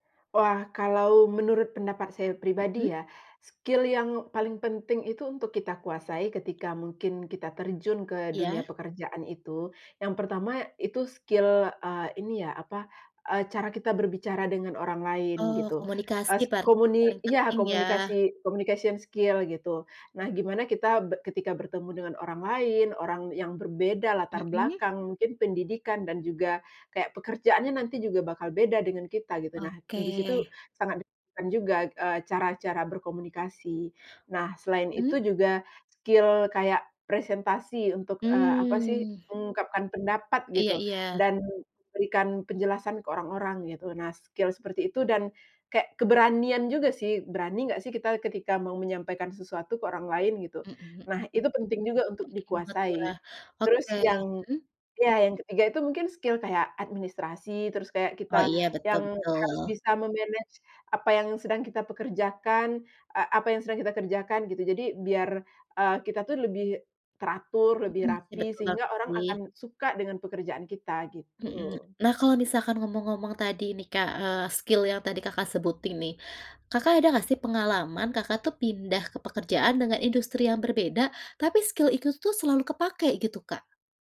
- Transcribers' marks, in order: in English: "skill"; tapping; in English: "skill"; in English: "communication skill"; in English: "skill"; in English: "skill"; in English: "skill"; in English: "me-manage"; in English: "skill"; in English: "skill"
- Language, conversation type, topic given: Indonesian, podcast, Keterampilan apa yang paling mudah dialihkan ke pekerjaan lain?